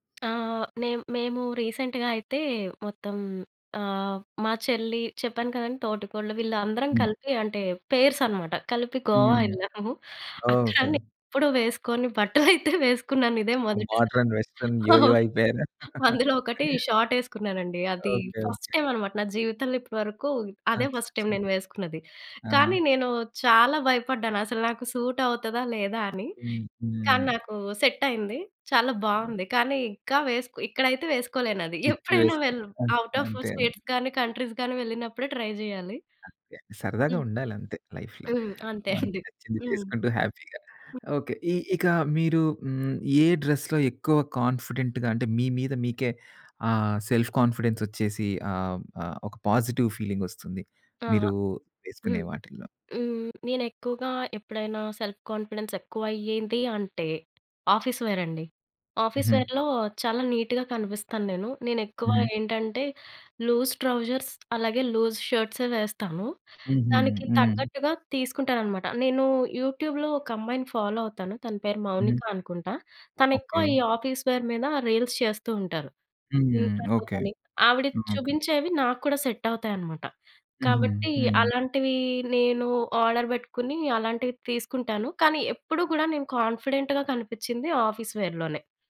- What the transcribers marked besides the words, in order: tapping; in English: "రీసెంట్‍గా"; in English: "పేర్స్"; laughing while speaking: "అయితే వేసుకున్నాను"; laughing while speaking: "అవును. అందులో ఒకటి షాట్ ఏసుకున్నానండి"; in English: "మోడరన్ వెస్ట్రన్ యో! యో!"; in English: "షాట్"; in English: "ఫస్ట్ టైం"; laugh; in English: "ఫస్ట్ టైం"; in English: "సూట్"; in English: "సెట్"; other background noise; in English: "అవుటాఫ్ స్టేట్స్‌గాని, కంట్రీస్‌గాని"; in English: "ట్రై"; in English: "లైఫ్‌లో"; in English: "హ్యాపీగా"; in English: "డ్రెస్‌లో"; in English: "కాన్ఫిడెంట్‌గా"; in English: "సెల్ఫ్ కాన్ఫిడెన్స్"; in English: "పాజిటివ్ ఫీలింగ్"; in English: "సెల్ఫ్ కాన్ఫిడెన్స్"; in English: "ఆఫీస్ వేర్"; in English: "ఆఫీస్ వేర్‍లో"; in English: "నీట్‌గా"; in English: "లూజ్ ట్రౌజర్స్"; in English: "లూజ్"; in English: "యూట్యూబ్‌లో"; in English: "ఫాలో"; in English: "ఆఫీస్ వేర్"; in English: "రీల్స్"; in English: "ఇంస్టాలో"; in English: "సెట్"; in English: "ఆర్డర్"; in English: "కాన్ఫిడెంట్‌గా"; in English: "ఆఫీస్ వేర్‌లోనే"
- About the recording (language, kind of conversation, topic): Telugu, podcast, బడ్జెట్ పరిమితుల వల్ల మీరు మీ స్టైల్‌లో ఏమైనా మార్పులు చేసుకోవాల్సి వచ్చిందా?